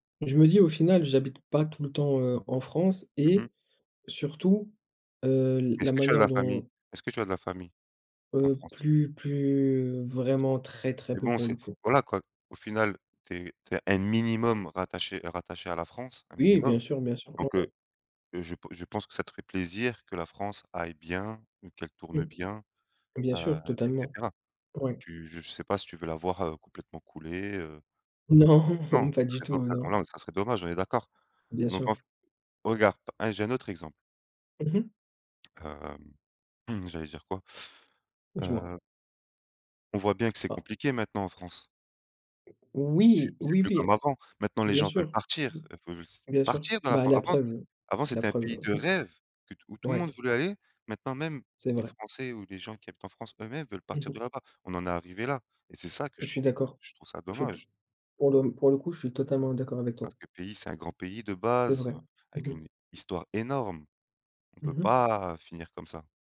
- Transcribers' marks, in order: stressed: "très, très"; other background noise; stressed: "minimum"; laughing while speaking: "Non"; tapping; angry: "partir de la France"; stressed: "partir"; stressed: "rêve"; chuckle; stressed: "base"; stressed: "énorme"
- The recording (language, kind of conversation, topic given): French, unstructured, Que penses-tu de la transparence des responsables politiques aujourd’hui ?